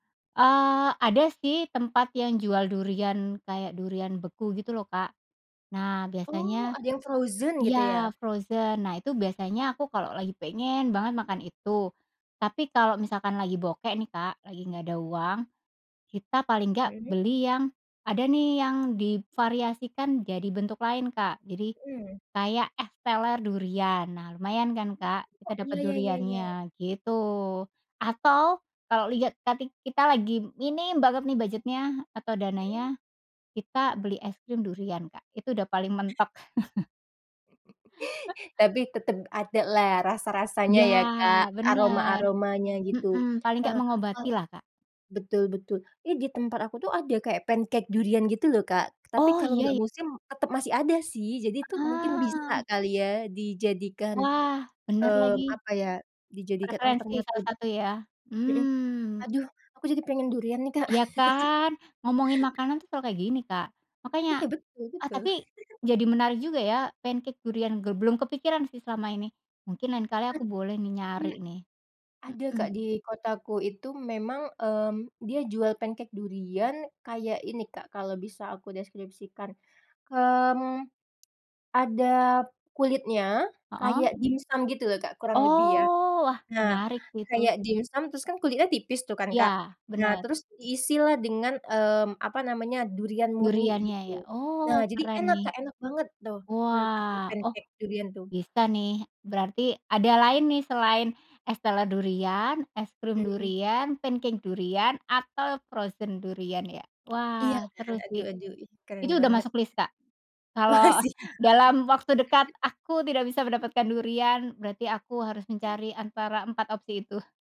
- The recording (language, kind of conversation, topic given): Indonesian, podcast, Tanaman musiman apa yang selalu kamu nantikan setiap tahun?
- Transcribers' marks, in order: in English: "frozen"; in English: "frozen"; unintelligible speech; other background noise; chuckle; chuckle; chuckle; in English: "frozen"; laughing while speaking: "Makasih, Kak"; chuckle